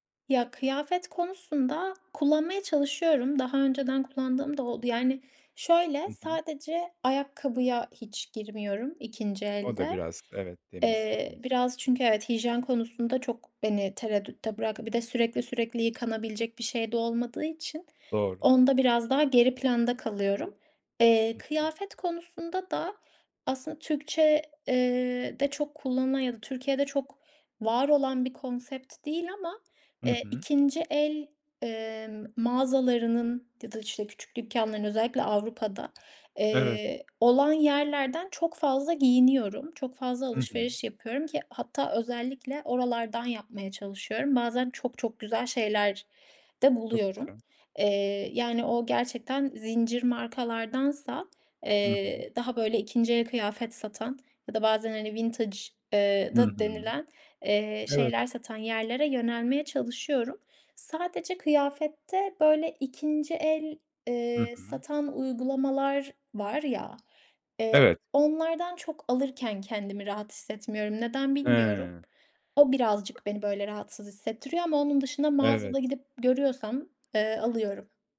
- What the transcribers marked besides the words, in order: tapping; in English: "vintage"; other background noise; tongue click
- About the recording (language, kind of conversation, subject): Turkish, podcast, İkinci el alışveriş hakkında ne düşünüyorsun?